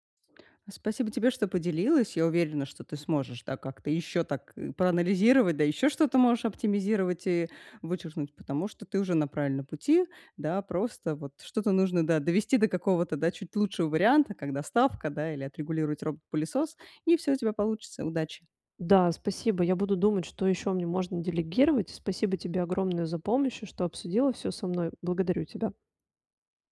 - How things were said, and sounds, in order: none
- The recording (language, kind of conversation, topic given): Russian, advice, Как мне совмещать работу и семейные обязанности без стресса?